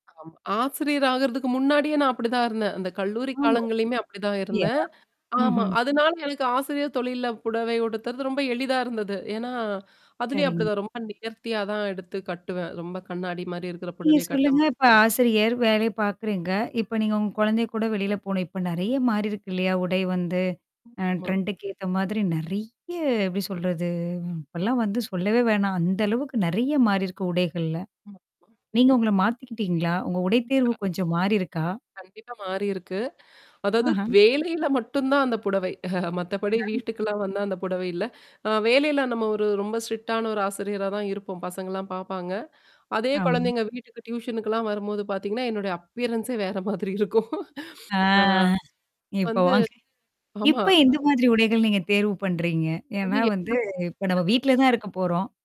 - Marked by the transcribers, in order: distorted speech; static; in English: "ட்ரெண்டுக்கு"; drawn out: "நிறைய"; drawn out: "சொல்றது?"; unintelligible speech; mechanical hum; chuckle; in English: "ஸ்ட்ரிக்ட்டான"; in English: "டியூஷனுக்குல்லாம்"; drawn out: "ஆ"; in English: "அப்பியரன்ஸே"; laughing while speaking: "வேற மாதிரி இருக்கும். அ"; drawn out: "வந்து"; unintelligible speech
- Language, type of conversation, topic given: Tamil, podcast, உங்கள் உடை அணியும் பாணி காலப்போக்கில் எப்படி உருவானது?